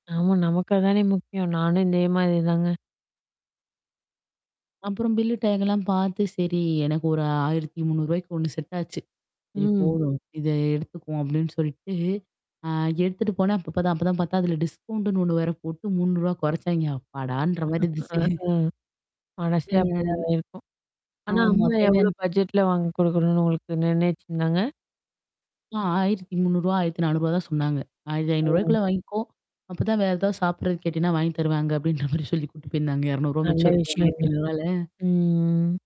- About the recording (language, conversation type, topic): Tamil, podcast, உங்கள் ஸ்டைல் காலப்போக்கில் எப்படி வளர்ந்தது என்று சொல்ல முடியுமா?
- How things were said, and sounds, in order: in English: "பில்லு டேக்கலாம்"; in English: "டிஸ்கவுண்ட்டுன்னு"; other background noise; laugh; laughing while speaking: "இருந்துச்சு"; in English: "பட்ஜெட்ல"; mechanical hum; laughing while speaking: "அப்டின்ற மாரி சொல்லி"; drawn out: "ம்"